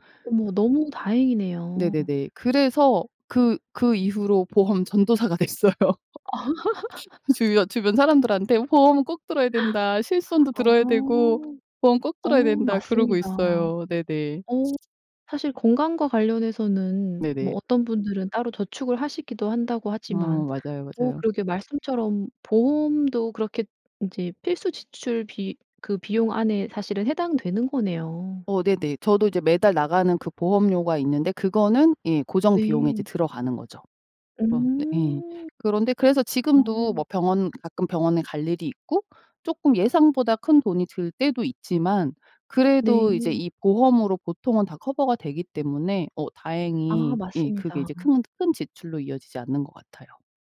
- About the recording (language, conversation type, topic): Korean, podcast, 돈을 어디에 먼저 써야 할지 우선순위는 어떻게 정하나요?
- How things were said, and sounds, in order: laughing while speaking: "됐어요"; laugh; other background noise; tapping